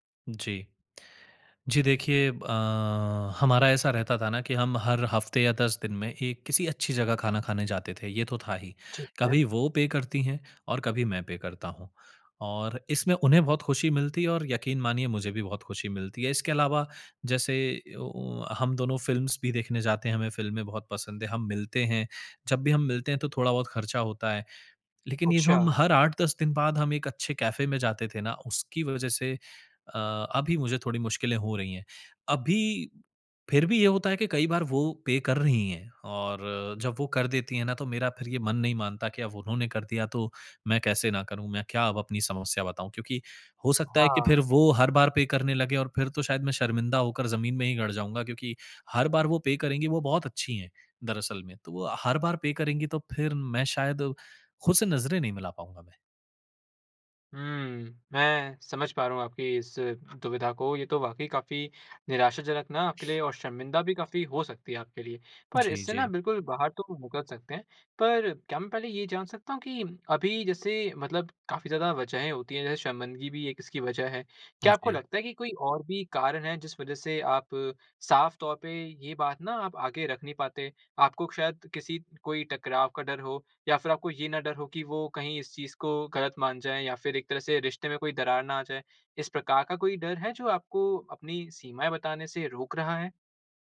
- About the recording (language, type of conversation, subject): Hindi, advice, आप कब दोस्तों या अपने साथी के सामने अपनी सीमाएँ नहीं बता पाते हैं?
- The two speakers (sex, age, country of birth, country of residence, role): male, 20-24, India, India, advisor; male, 30-34, India, India, user
- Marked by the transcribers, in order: tongue click; in English: "पे"; in English: "पे"; in English: "फिल्म्स"; in English: "पे"; in English: "पे"; in English: "पे"; in English: "पे"; sniff